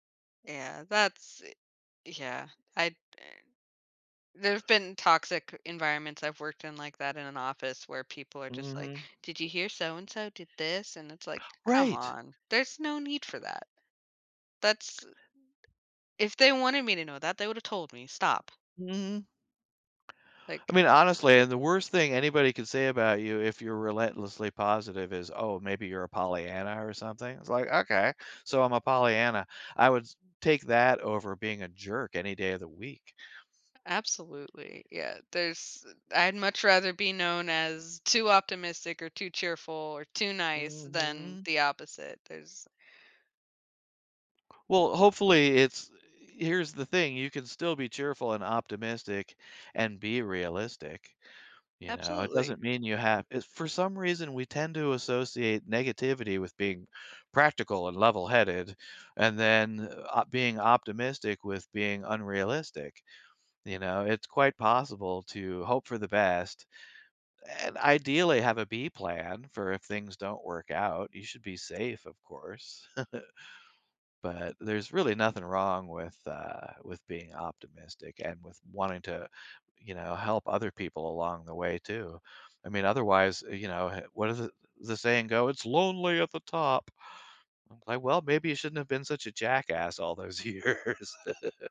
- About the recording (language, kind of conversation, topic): English, unstructured, How can friendships be maintained while prioritizing personal goals?
- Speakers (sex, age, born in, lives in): female, 30-34, United States, United States; male, 60-64, United States, United States
- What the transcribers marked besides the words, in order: other background noise; tapping; chuckle; put-on voice: "It's lonely at the top"; laughing while speaking: "years"; laugh